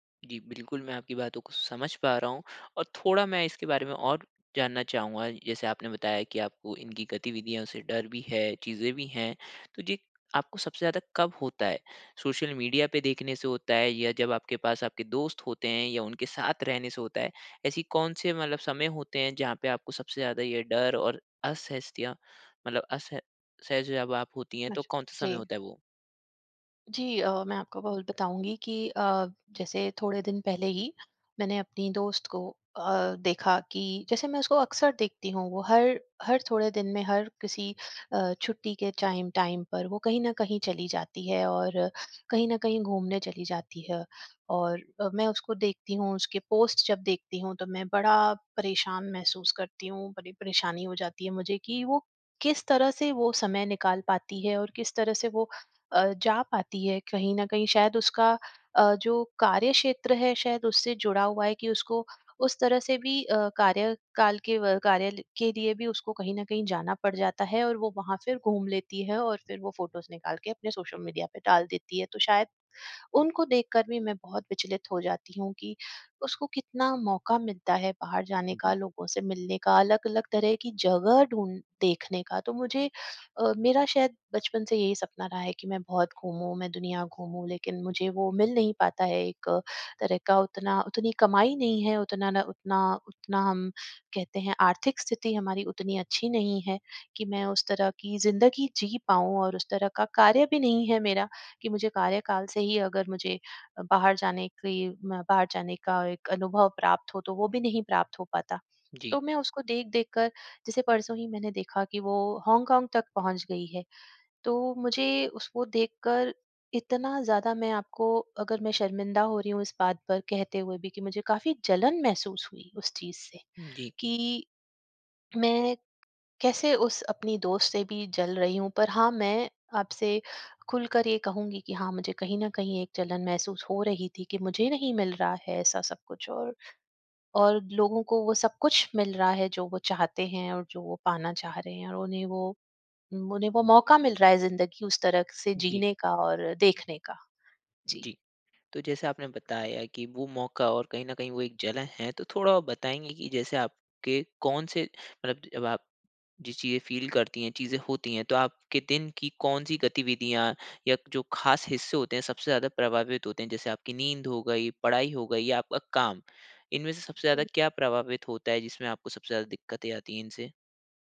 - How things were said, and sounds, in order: "असहजता" said as "असहजतिया"; in English: "टाइम"; in English: "फ़ोटोस"; in English: "फ़ील"
- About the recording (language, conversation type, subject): Hindi, advice, क्या मुझे लग रहा है कि मैं दूसरों की गतिविधियाँ मिस कर रहा/रही हूँ—मैं क्या करूँ?